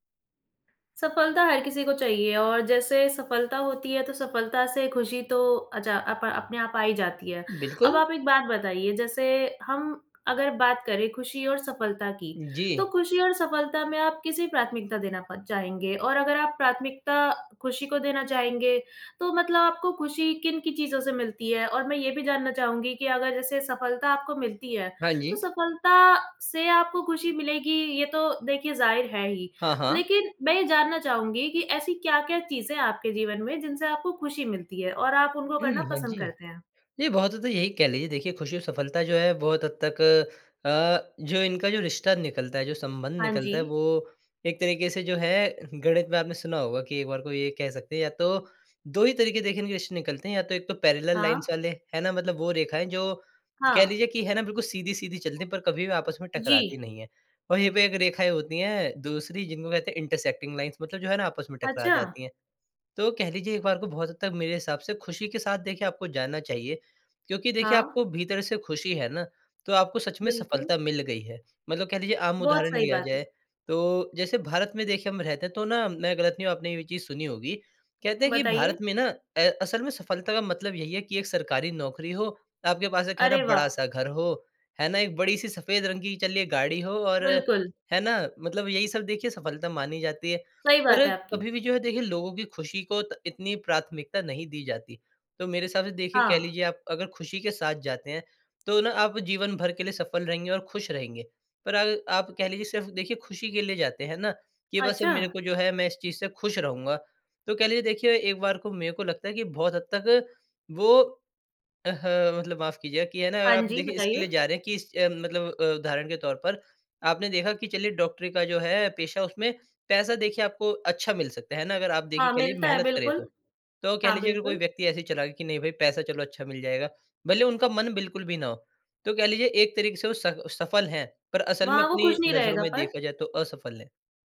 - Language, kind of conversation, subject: Hindi, podcast, खुशी और सफलता में तुम किसे प्राथमिकता देते हो?
- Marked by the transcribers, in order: "रिश्ते" said as "रिश"; in English: "पैरेलल लाइन्स"; in English: "इंटरसेक्टिंग लाइन्स"